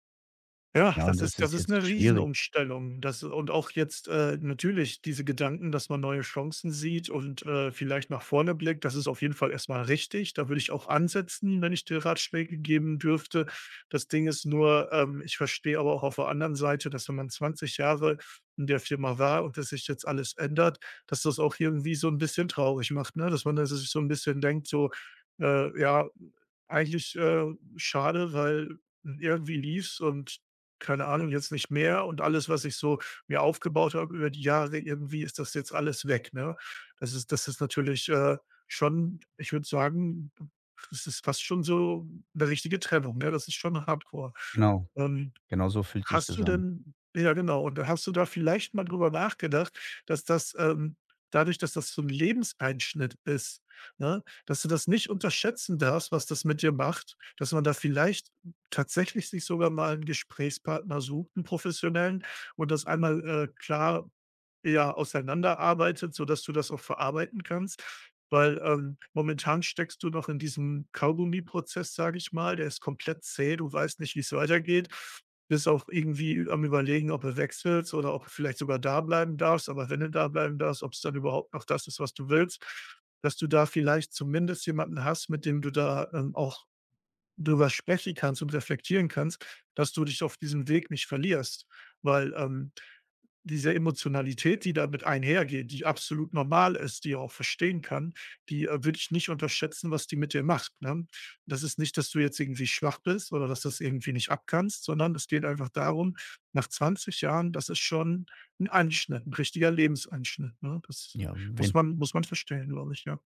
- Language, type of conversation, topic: German, advice, Wie kann ich mit Unsicherheit nach Veränderungen bei der Arbeit umgehen?
- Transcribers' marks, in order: none